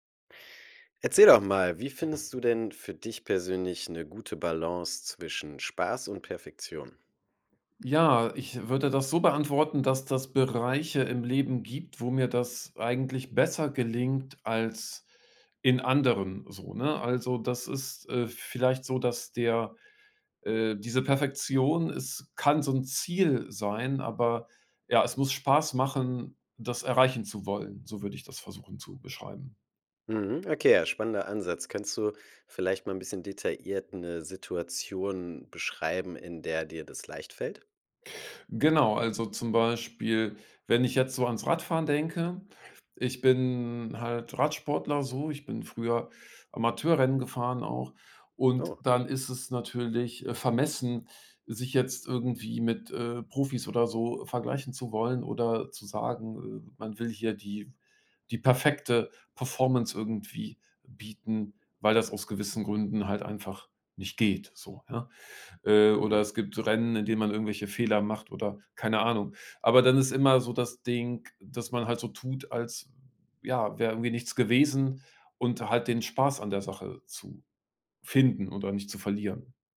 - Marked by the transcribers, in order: none
- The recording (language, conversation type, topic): German, podcast, Wie findest du die Balance zwischen Perfektion und Spaß?